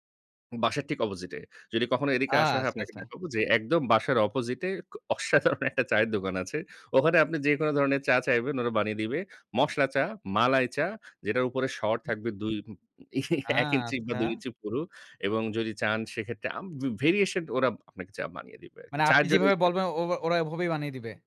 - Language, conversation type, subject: Bengali, podcast, বিদেশে দেখা কারো সঙ্গে বসে চা-কফি খাওয়ার স্মৃতি কীভাবে শেয়ার করবেন?
- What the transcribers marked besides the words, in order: laughing while speaking: "অসাধারণ একটা চায়ের দোকান আছে"; tapping; chuckle